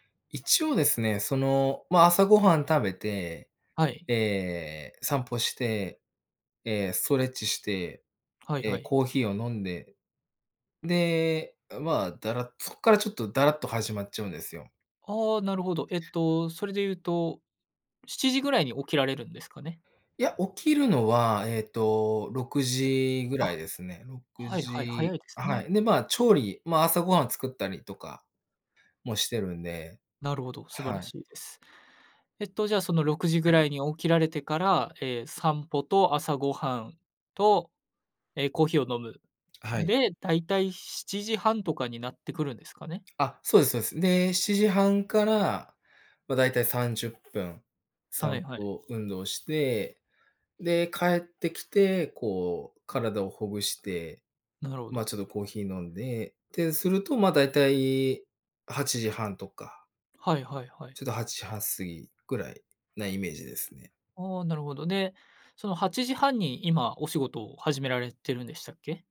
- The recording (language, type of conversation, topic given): Japanese, advice, 仕事中に集中するルーティンを作れないときの対処法
- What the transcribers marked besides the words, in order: other background noise; throat clearing